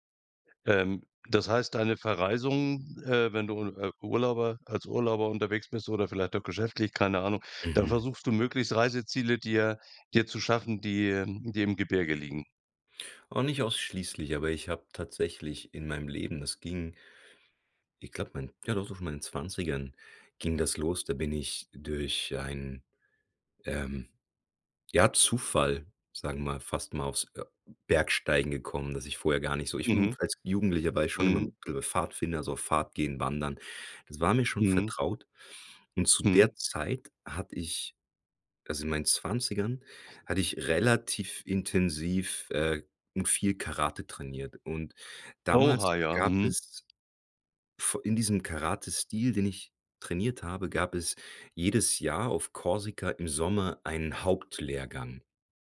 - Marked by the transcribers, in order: unintelligible speech
- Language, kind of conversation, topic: German, podcast, Welcher Ort hat dir innere Ruhe geschenkt?